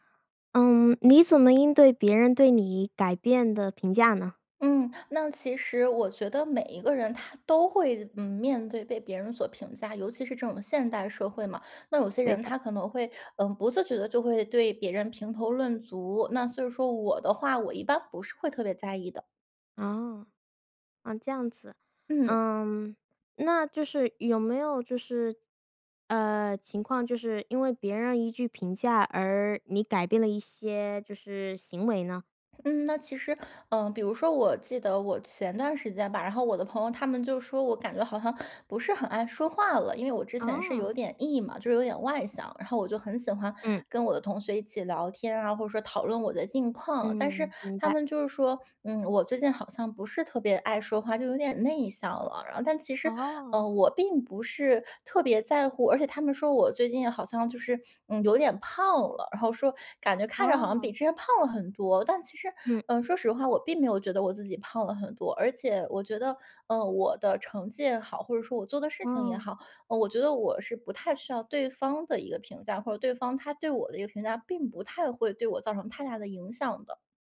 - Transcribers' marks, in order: none
- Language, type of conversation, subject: Chinese, podcast, 你会如何应对别人对你变化的评价？